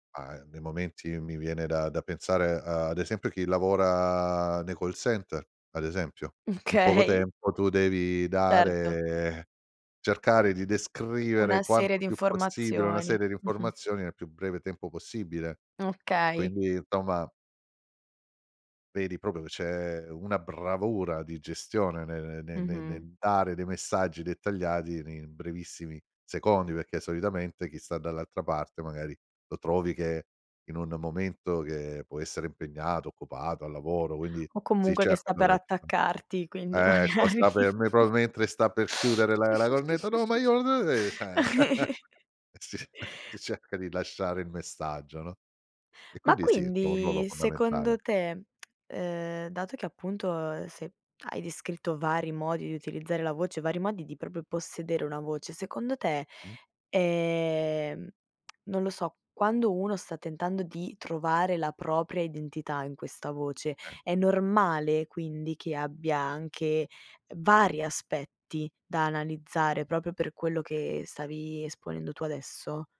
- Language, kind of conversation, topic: Italian, podcast, Che consiglio daresti a chi cerca la propria voce nello stile?
- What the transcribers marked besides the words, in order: drawn out: "lavora"; laughing while speaking: "Okay"; drawn out: "dare"; laughing while speaking: "magari"; put-on voice: "no, ma io no"; snort; laugh; chuckle; unintelligible speech